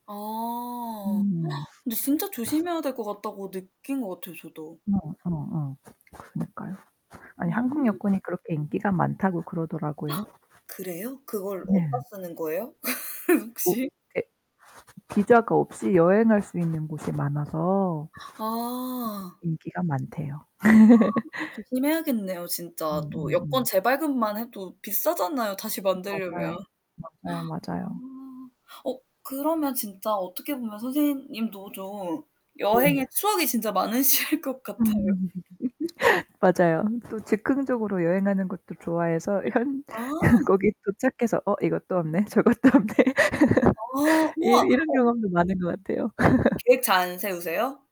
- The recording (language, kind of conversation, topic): Korean, unstructured, 가장 인상 깊었던 여행 추억은 무엇인가요?
- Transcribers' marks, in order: gasp; static; other background noise; distorted speech; gasp; laughing while speaking: "그 혹시?"; gasp; laugh; laughing while speaking: "많으실 것 같아요"; laughing while speaking: "음"; laughing while speaking: "현 거기 도착해서 어 이것도 없네. 저것도 없네"; laugh